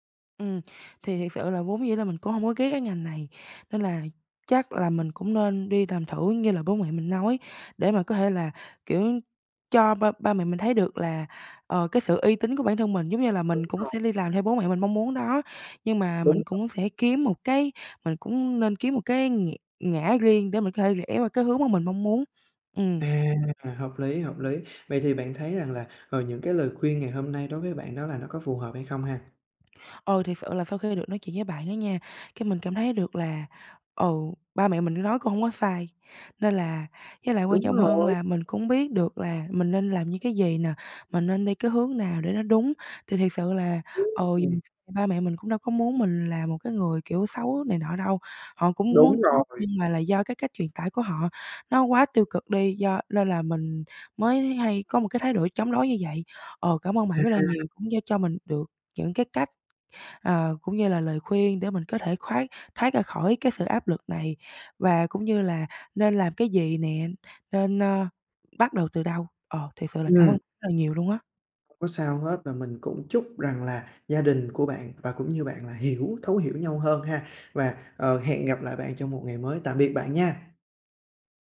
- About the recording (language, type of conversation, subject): Vietnamese, advice, Làm sao để đối mặt với áp lực từ gia đình khi họ muốn tôi chọn nghề ổn định và thu nhập cao?
- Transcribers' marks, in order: tapping